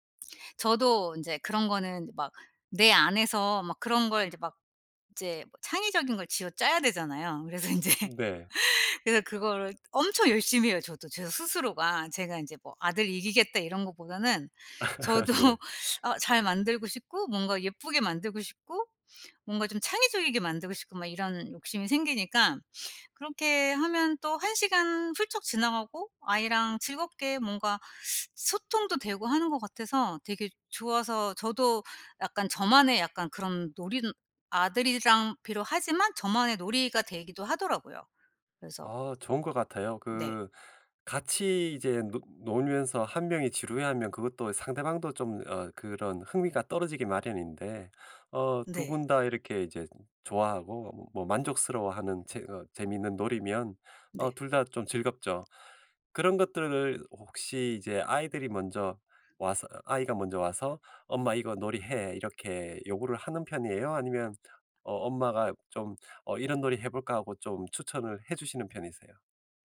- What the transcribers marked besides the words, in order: laughing while speaking: "그래서 인제"; laugh; laugh; teeth sucking; tapping
- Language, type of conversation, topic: Korean, podcast, 집에서 간단히 할 수 있는 놀이가 뭐가 있을까요?